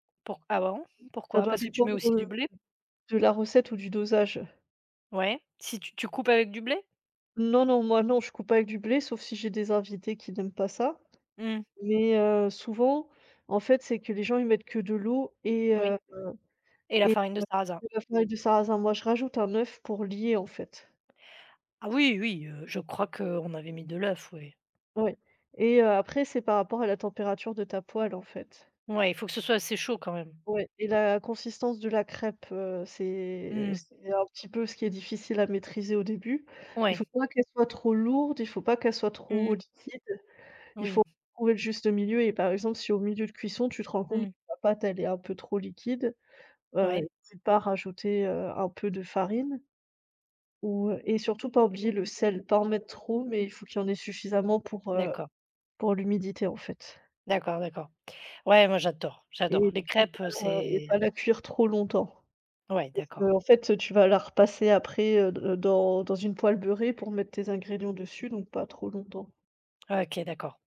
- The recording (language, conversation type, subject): French, unstructured, Quels plats typiques représentent le mieux votre région, et pourquoi ?
- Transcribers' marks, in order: other background noise; tapping